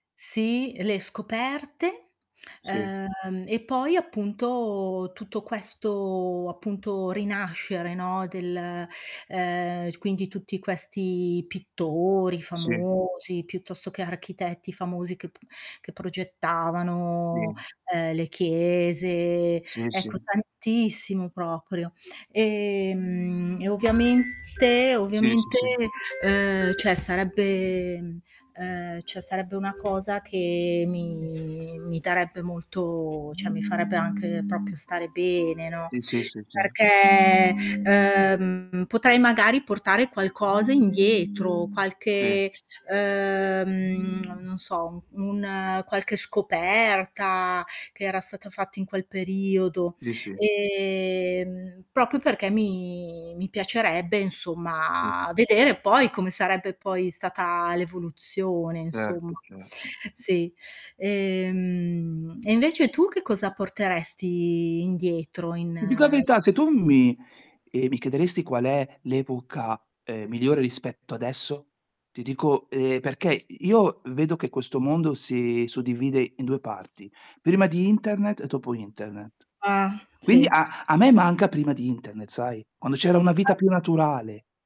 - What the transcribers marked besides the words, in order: static; distorted speech; drawn out: "Ehm"; tapping; alarm; "cioè" said as "ceh"; "cioè" said as "ceh"; other background noise; "cioè" said as "ceh"; "proprio" said as "propio"; "Sì" said as "ì"; "potrei" said as "potei"; lip smack; "Sì" said as "ì"; drawn out: "ehm"; "proprio" said as "propio"; drawn out: "Ehm"
- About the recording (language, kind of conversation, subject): Italian, unstructured, Quale periodo storico vorresti visitare, se ne avessi la possibilità?